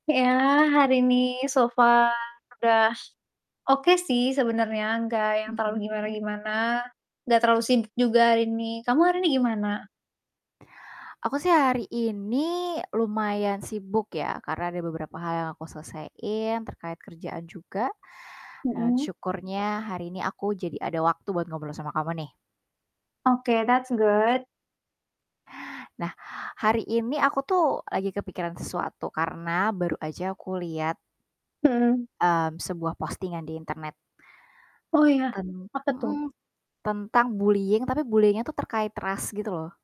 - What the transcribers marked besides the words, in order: in English: "so far"; distorted speech; "Dan" said as "han"; static; in English: "that's good"; other background noise; in English: "bullying"; in English: "bullying-nya"
- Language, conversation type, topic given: Indonesian, unstructured, Hal apa yang paling membuatmu marah tentang stereotip terkait identitas di masyarakat?
- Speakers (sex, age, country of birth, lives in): female, 20-24, Indonesia, Indonesia; female, 25-29, Indonesia, Indonesia